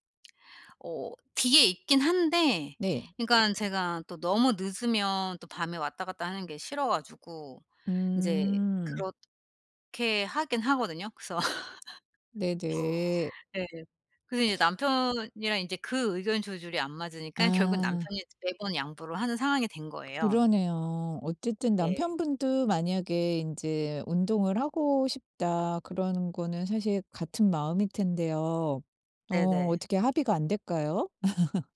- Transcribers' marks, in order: other background noise; laugh; laugh
- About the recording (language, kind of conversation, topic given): Korean, advice, 건강관리(운동·수면)과 업무가 충돌할 때 어떤 상황이 가장 어렵게 느껴지시나요?